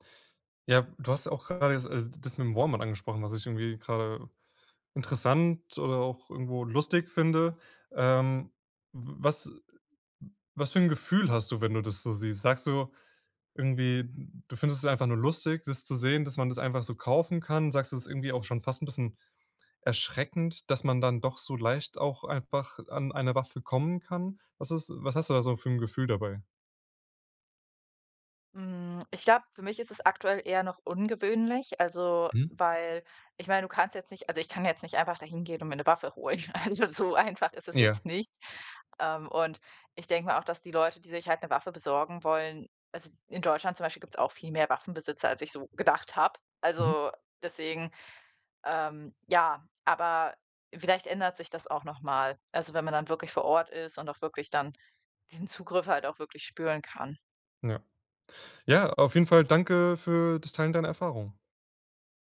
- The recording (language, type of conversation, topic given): German, podcast, Was war deine ungewöhnlichste Begegnung auf Reisen?
- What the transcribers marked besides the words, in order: other noise; chuckle; laughing while speaking: "Also, so einfach"